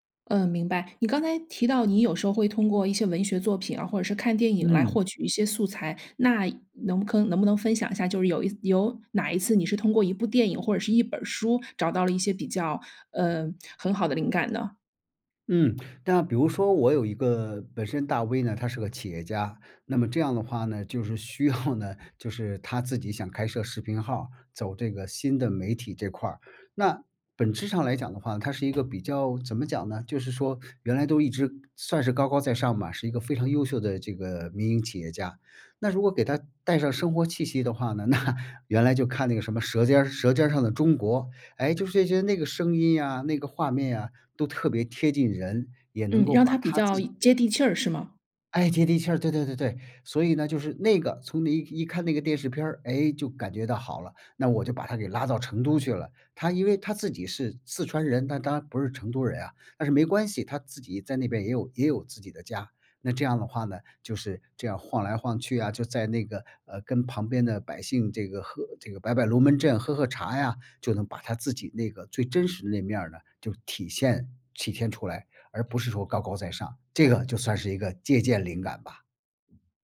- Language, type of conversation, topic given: Chinese, podcast, 你平时如何收集素材和灵感？
- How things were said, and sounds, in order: other background noise; laughing while speaking: "需要呢"; tapping; laughing while speaking: "那"